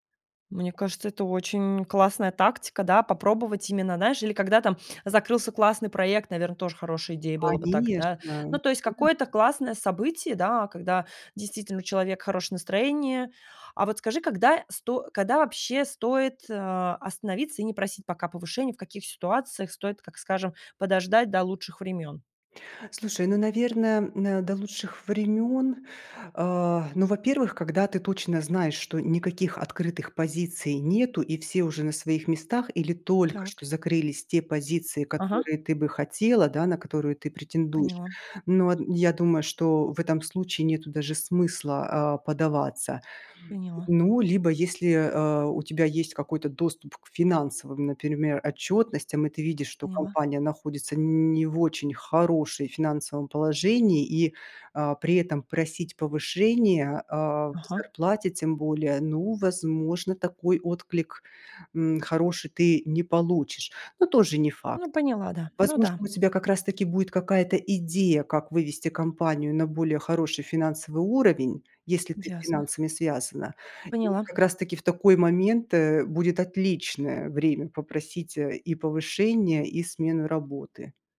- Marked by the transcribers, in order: none
- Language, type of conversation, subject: Russian, advice, Как попросить у начальника повышения?